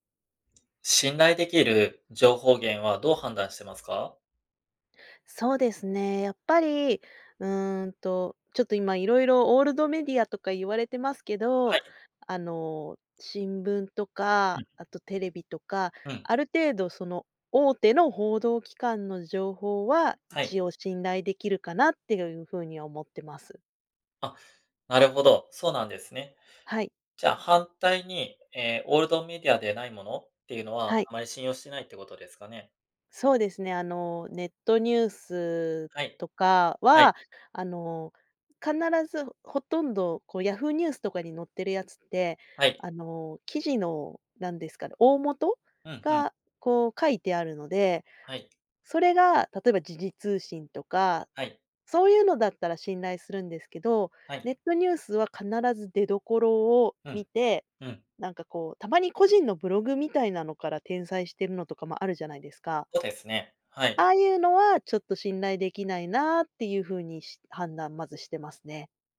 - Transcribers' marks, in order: tapping; other background noise
- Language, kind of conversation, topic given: Japanese, podcast, 普段、情報源の信頼性をどのように判断していますか？